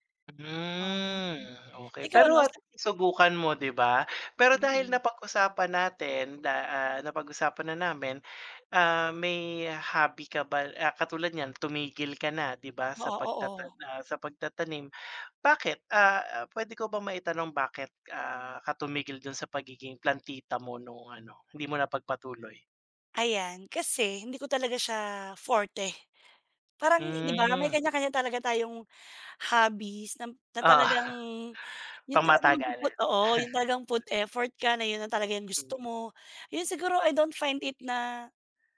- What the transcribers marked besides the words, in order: other background noise; laugh; "put" said as "fut"; laugh
- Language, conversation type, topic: Filipino, unstructured, Ano ang pinaka-kasiya-siyang bahagi ng pagkakaroon ng libangan?
- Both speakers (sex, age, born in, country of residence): female, 35-39, Philippines, Philippines; male, 45-49, Philippines, Philippines